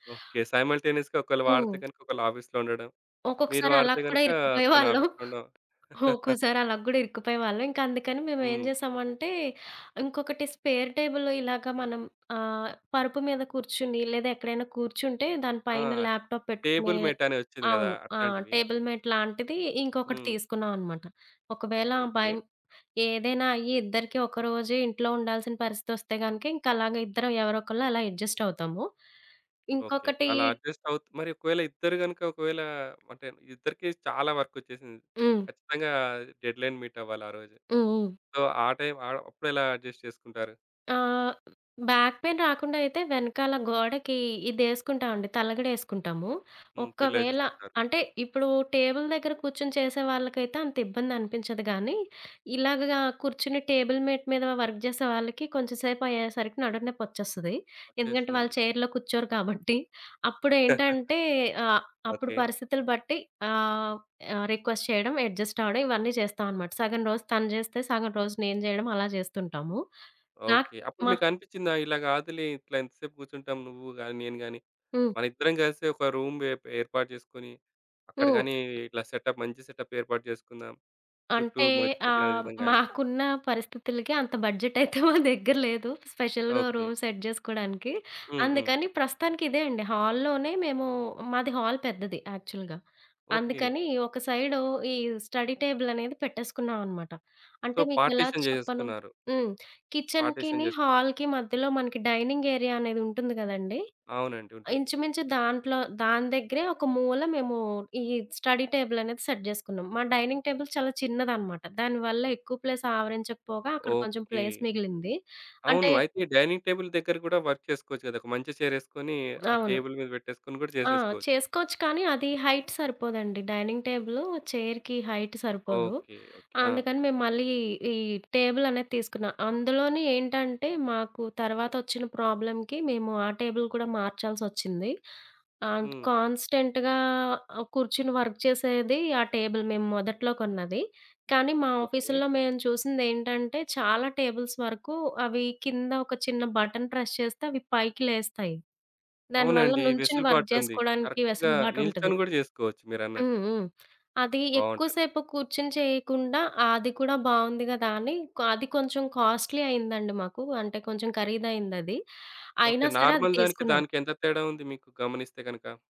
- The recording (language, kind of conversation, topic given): Telugu, podcast, హోమ్ ఆఫీస్‌ను సౌకర్యవంతంగా ఎలా ఏర్పాటు చేయాలి?
- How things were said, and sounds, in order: in English: "సైమల్‌టెన్నిస్‌గా"; lip smack; in English: "ఆఫీస్‌లో"; laughing while speaking: "వాళ్ళం"; in English: "ఆఫీస్‌లో"; tapping; chuckle; in English: "స్పేర్‌టేబుల్"; in English: "టేబుల్ మేట్"; in English: "ల్యాప్‌టాప్"; in English: "టేబుల్‌మెట్"; in English: "అడ్జస్ట్"; in English: "అడ్జస్ట్"; in English: "వర్క్"; in English: "డెడ్‌లైన్"; in English: "సో"; in English: "అడ్జస్ట్"; in English: "బ్యాక్ పెయిన్"; in English: "పిల్లో"; in English: "టేబుల్"; in English: "టేబుల్ మేట్"; in English: "వర్క్"; in English: "చైర్‌లో"; chuckle; other background noise; in English: "రిక్వెస్ట్"; in English: "అడ్జస్ట్"; in English: "రూమ్"; in English: "సెటప్"; in English: "సెటప్"; in English: "బడ్జెట్"; laughing while speaking: "అయితే మా దగ్గర లేదు"; in English: "స్పెషల్‌గా"; in English: "రూమ్ సెట్"; in English: "హాల్‌లోనే"; in English: "హాల్"; in English: "యాక్చువల్‌గా"; in English: "స్టడీ టేబుల్"; in English: "సో, పార్టిషన్"; in English: "కిచెన్‌కిని, హాల్‌కి"; in English: "పార్టిషన్"; in English: "డైనింగ్ ఏరియా"; in English: "డైనింగ్ ఏరియా"; in English: "సెట్"; in English: "డైనింగ్ టేబుల్"; in English: "ప్లేస్"; in English: "ప్లేస్"; in English: "డైనింగ్ టేబుల్"; in English: "వర్క్"; in English: "చైర్"; in English: "టేబుల్"; lip smack; in English: "హైట్"; in English: "చైర్‌కి హైట్"; in English: "ప్రాబ్లమ్‌కి"; in English: "టేబుల్"; in English: "కాన్స్టెంట్‌గా"; in English: "వర్క్"; in English: "టేబుల్"; in English: "ఆఫీస్‌లో"; in English: "టేబుల్స్"; in English: "బటన్ ప్రెస్"; in English: "వర్క్"; in English: "కరెక్ట్‌గా"; lip smack; in English: "కాస్ట్‌లీ"; in English: "నార్మల్"